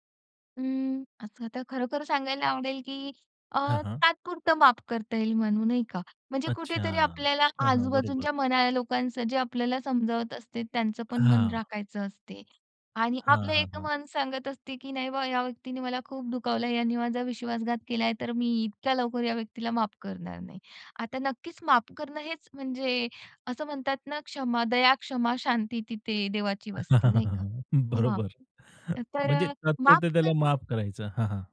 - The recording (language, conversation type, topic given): Marathi, podcast, शेवटी माफी द्यायची की नाही, हा निर्णय तुम्ही कसा घ्याल?
- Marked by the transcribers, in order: chuckle; laughing while speaking: "बरोबर"; other noise